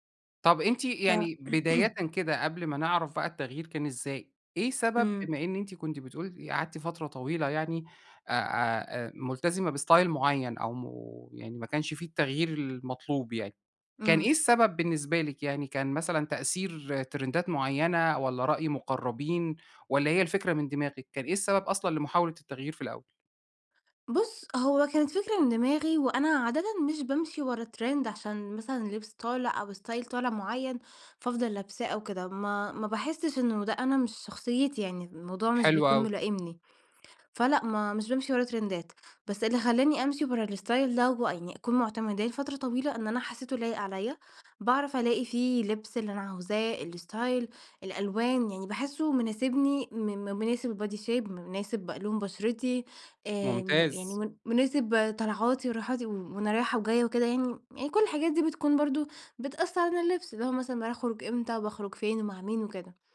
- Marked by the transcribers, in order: throat clearing; in English: "باستايل"; in English: "ترندات"; in English: "ترند"; in English: "ستايل"; in English: "ترندات"; in English: "الاستايل"; in English: "الاستايل"; in English: "البادي شيب"
- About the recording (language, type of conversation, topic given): Arabic, podcast, إيه نصيحتك للي عايز يغيّر ستايله بس خايف يجرّب؟